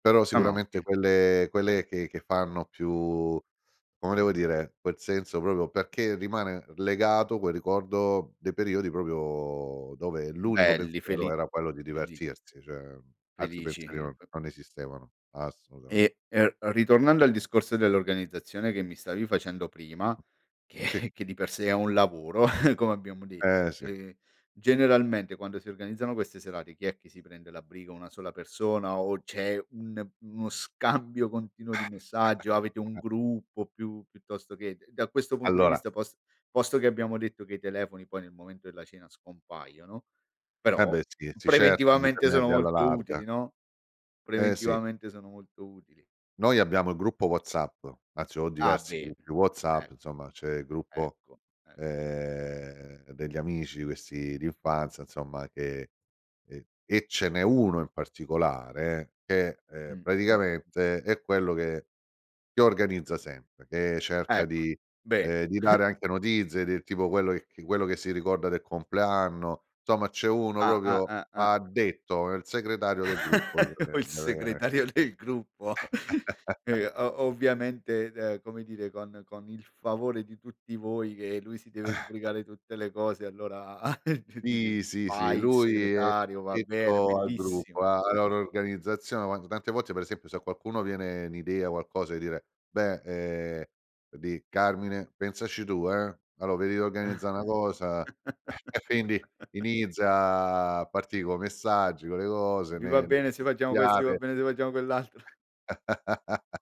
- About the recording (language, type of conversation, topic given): Italian, podcast, Qual è la tua idea di una serata perfetta dedicata a te?
- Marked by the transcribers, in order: "cioè" said as "ceh"; chuckle; other background noise; laughing while speaking: "che"; chuckle; laugh; chuckle; laugh; laughing while speaking: "segretario del gruppo"; unintelligible speech; laugh; chuckle; chuckle; chuckle; laugh; chuckle; drawn out: "a"; unintelligible speech; chuckle; laugh